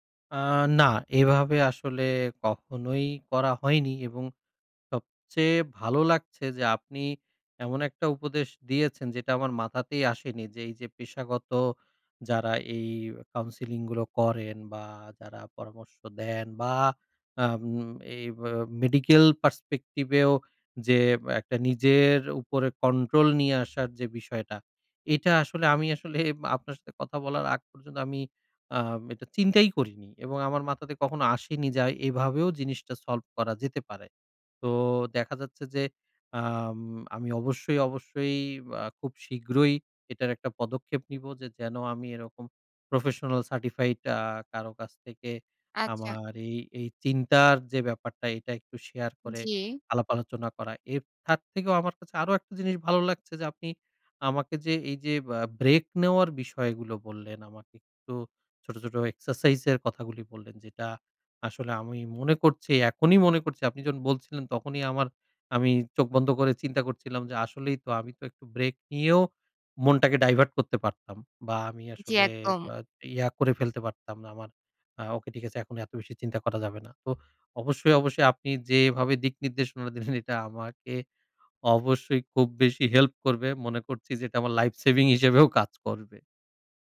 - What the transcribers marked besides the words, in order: in English: "counselling"; stressed: "বা"; in English: "Medical Perspective"; laughing while speaking: "আমি আসলে"; in English: "Professional Certified"; stressed: "মনে করছি, এখনই মনে করছি"; stressed: "ব্রেক নিয়েও, মনটাকে divert করতে পারতাম"; in English: "divert"; laughing while speaking: "দিলেন, এটা আমাকে"; laughing while speaking: "আমার life saving হিসেবেও কাজ করবে"; in English: "life saving"
- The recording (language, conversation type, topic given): Bengali, advice, কাজ শেষ হলেও আমার সন্তুষ্টি আসে না এবং আমি সব সময় বদলাতে চাই—এটা কেন হয়?
- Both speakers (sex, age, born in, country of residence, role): female, 25-29, Bangladesh, Bangladesh, advisor; male, 30-34, Bangladesh, Bangladesh, user